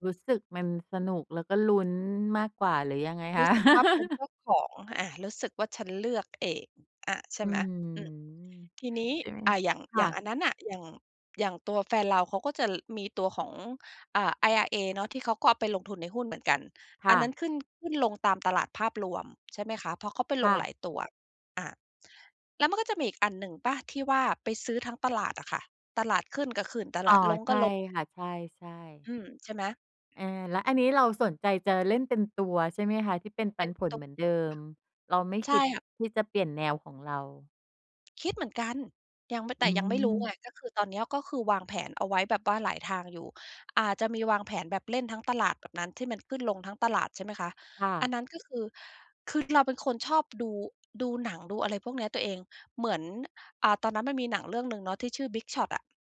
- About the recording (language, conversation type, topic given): Thai, podcast, ถ้าคุณเริ่มเล่นหรือสร้างอะไรใหม่ๆ ได้ตั้งแต่วันนี้ คุณจะเลือกทำอะไร?
- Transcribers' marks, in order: laugh; tapping; other noise